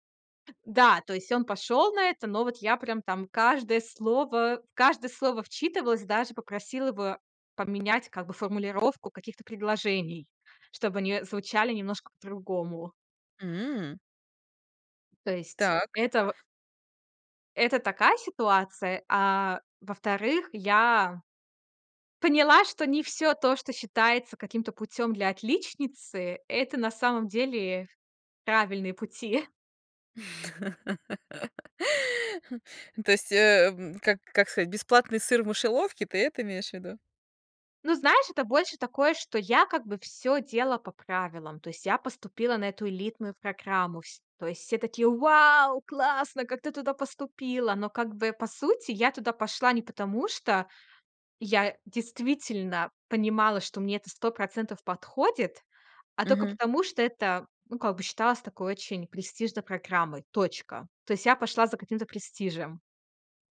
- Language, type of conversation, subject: Russian, podcast, Чему научила тебя первая серьёзная ошибка?
- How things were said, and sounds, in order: tapping; chuckle; laugh; put-on voice: "Вау, классно, как ты туда поступила?!"